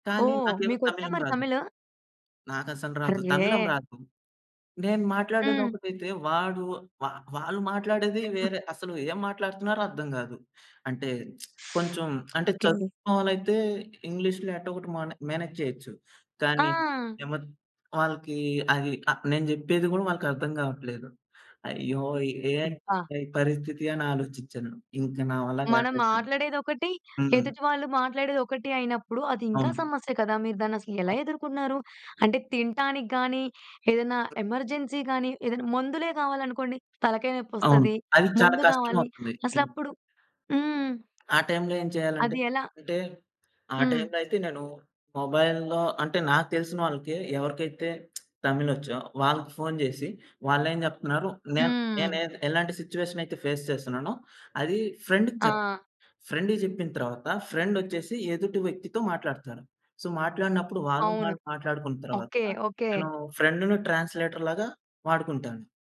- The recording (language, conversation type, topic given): Telugu, podcast, దూరప్రాంతంలో ఫోన్ చార్జింగ్ సౌకర్యం లేకపోవడం లేదా నెట్‌వర్క్ అందకపోవడం వల్ల మీకు ఎదురైన సమస్య ఏమిటి?
- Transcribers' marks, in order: chuckle; lip smack; in English: "మేనేజ్"; tapping; other background noise; in English: "ఎమర్జెన్సీ"; in English: "మొబైల్‌లో"; lip smack; in English: "సిట్యుయేషన్"; in English: "ఫేస్"; in English: "ఫ్రెండ్‌కి"; in English: "సో"; in English: "ట్రాన్స్‌లేటర్‌లాగా"